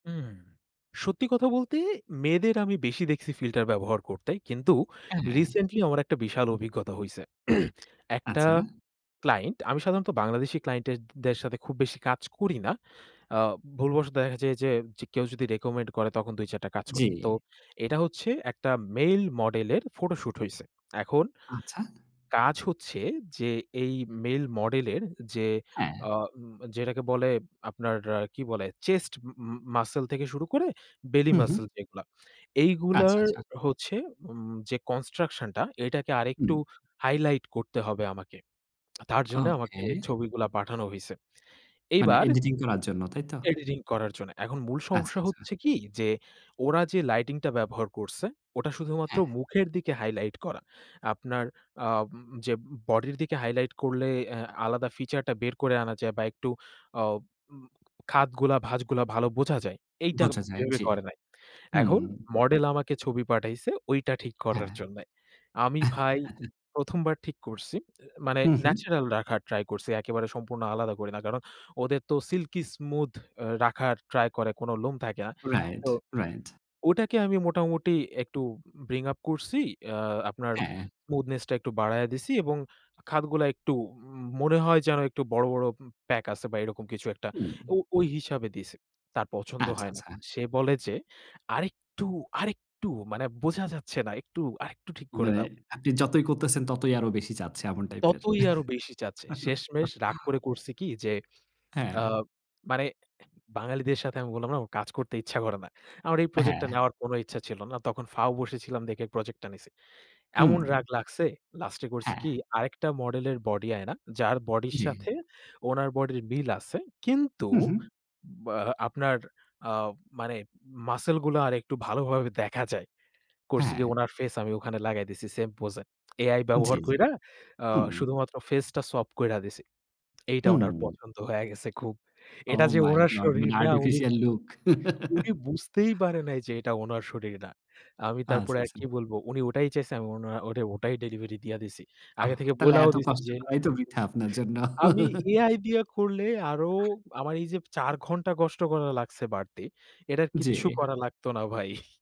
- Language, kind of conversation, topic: Bengali, podcast, ফিল্টার ও সম্পাদিত ছবি দেখলে আত্মমর্যাদা কীভাবে প্রভাবিত হয়?
- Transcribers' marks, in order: throat clearing; other background noise; in English: "কনস্ট্রাকশন"; in English: "হাইলাইট"; lip smack; unintelligible speech; in English: "সিল্কি স্মুথ"; in English: "ব্রিং আপ"; chuckle; in English: "আর্টিফিশিয়াল লুক"; chuckle; chuckle; laughing while speaking: "ভাই"